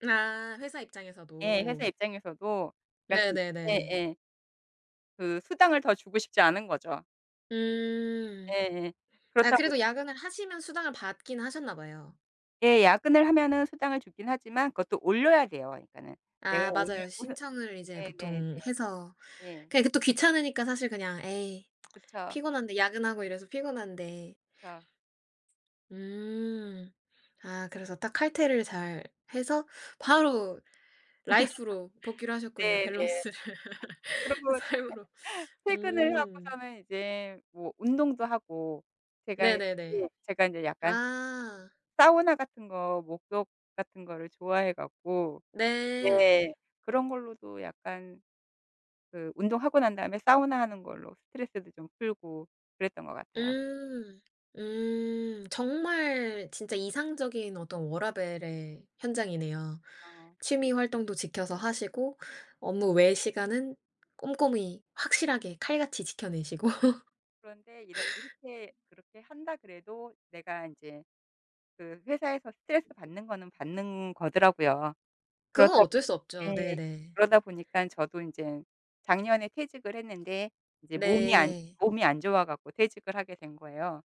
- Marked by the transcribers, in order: other background noise; laughing while speaking: "오늘"; laugh; laughing while speaking: "밸런스를. 삶으로"; laugh; unintelligible speech; laughing while speaking: "지켜내시고"; laugh; tapping
- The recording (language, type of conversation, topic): Korean, podcast, 일과 삶의 균형을 어떻게 지키고 계신가요?